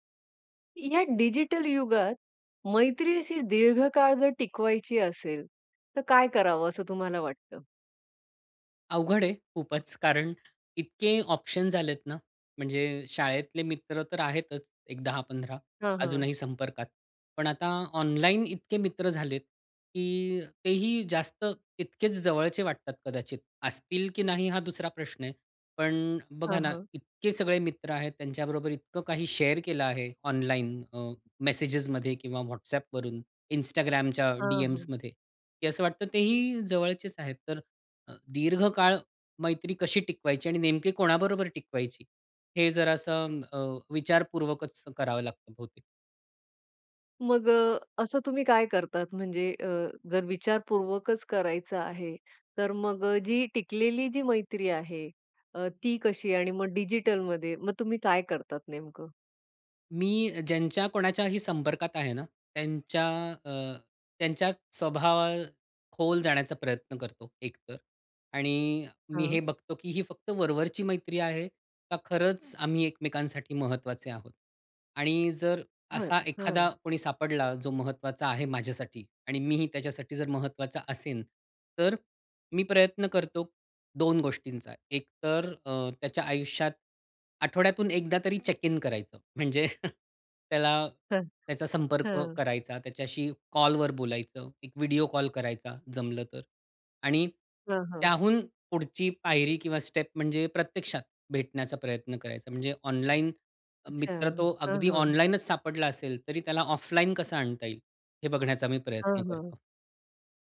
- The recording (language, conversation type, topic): Marathi, podcast, डिजिटल युगात मैत्री दीर्घकाळ टिकवण्यासाठी काय करावे?
- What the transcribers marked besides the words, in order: in English: "ऑप्शन्स"; in English: "शेअर"; in English: "डीएम्समध्ये"; in English: "चेक इन"; chuckle; other background noise; in English: "स्टेप"; in English: "ऑफलाईन"